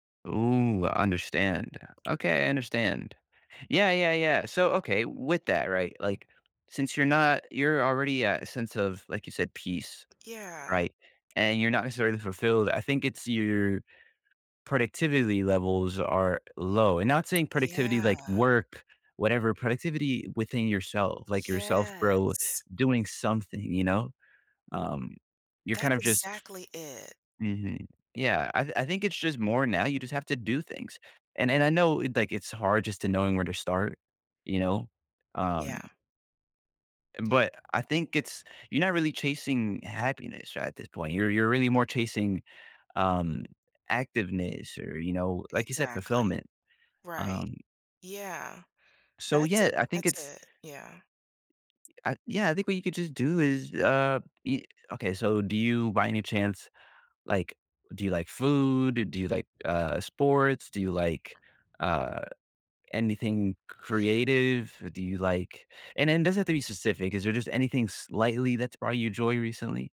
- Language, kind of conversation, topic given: English, advice, How can I figure out what truly makes me happy?
- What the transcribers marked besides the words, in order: tapping; other background noise; "productivity" said as "productiviIy"